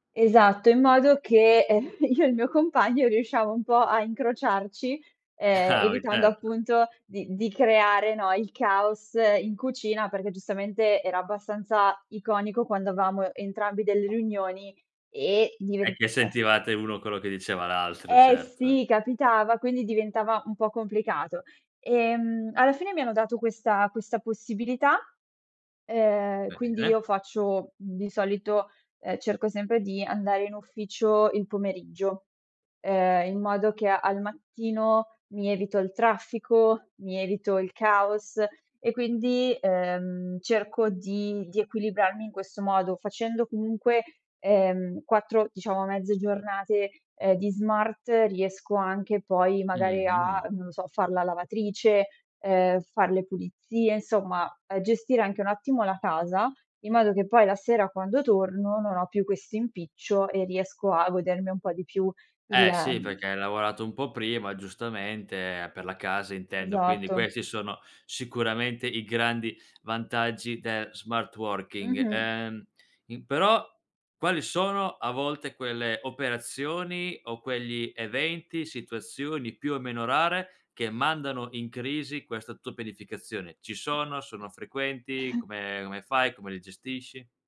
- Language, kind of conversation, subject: Italian, podcast, Com'è per te l'equilibrio tra vita privata e lavoro?
- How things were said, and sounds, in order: chuckle; chuckle; unintelligible speech; other background noise; chuckle